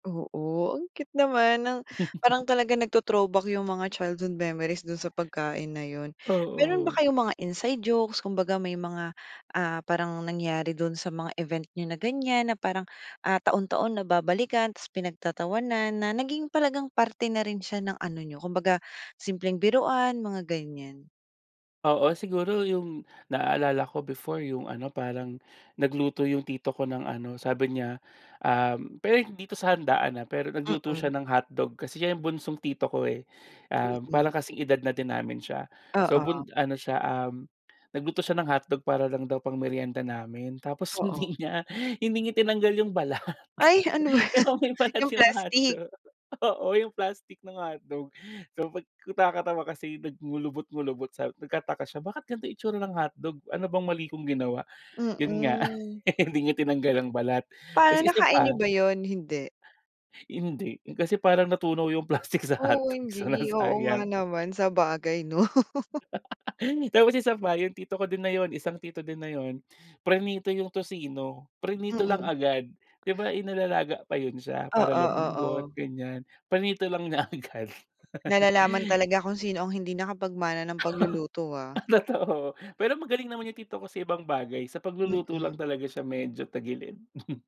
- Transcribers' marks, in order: chuckle; other background noise; tapping; laughing while speaking: "hindi nga"; laughing while speaking: "balat. 'Di ba may balat yung mga hotdog, oo"; laughing while speaking: "ba yan"; laugh; laughing while speaking: "plastik sa hotdog so nasayang"; laugh; laughing while speaking: "niya agad"; laugh; laughing while speaking: "Totoo"; chuckle
- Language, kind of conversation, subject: Filipino, podcast, Ano ang paborito mong alaala na may kinalaman sa pagkain?